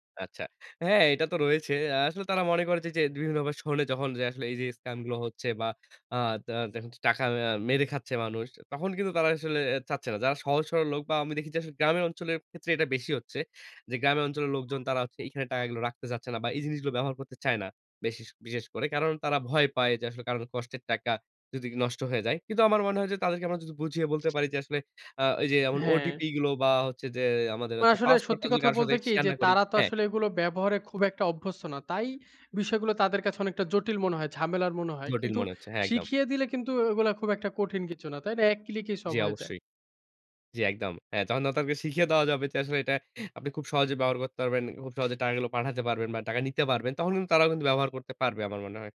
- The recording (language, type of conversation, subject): Bengali, podcast, ডিজিটাল পেমেন্ট ব্যবহারের সুবিধা ও ঝুঁকি আপনি কীভাবে দেখেন?
- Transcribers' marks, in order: other background noise; "তাদেরকে" said as "তারগে"